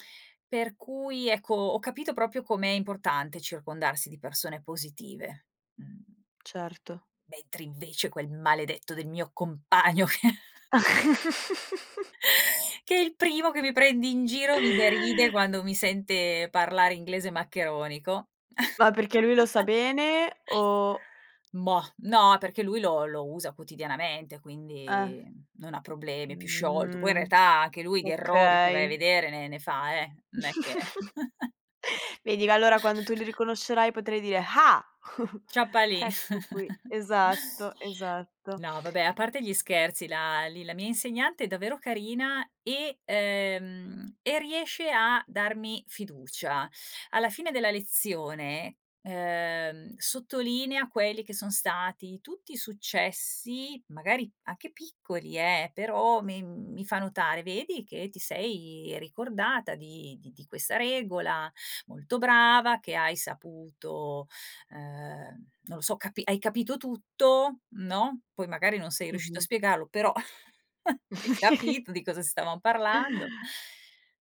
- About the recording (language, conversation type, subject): Italian, podcast, Come si può reimparare senza perdere fiducia in sé stessi?
- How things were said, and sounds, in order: put-on voice: "Mentre, invece, quel maledetto del mio compagno che"; laugh; laughing while speaking: "che"; chuckle; other background noise; chuckle; drawn out: "Mh"; chuckle; unintelligible speech; chuckle; chuckle